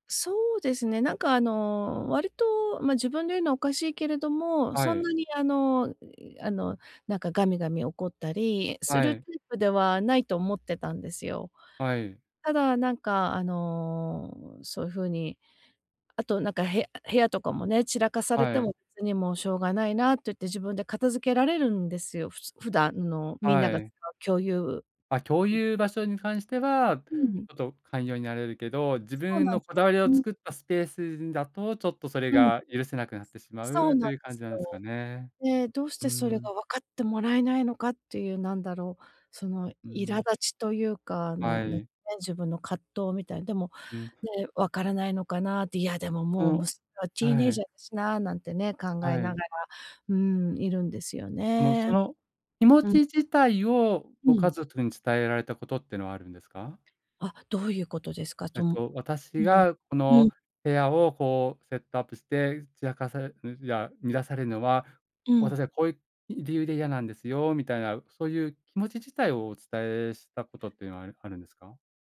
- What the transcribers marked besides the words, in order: unintelligible speech; in English: "teenager"; other noise
- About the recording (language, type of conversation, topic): Japanese, advice, 家族に自分の希望や限界を無理なく伝え、理解してもらうにはどうすればいいですか？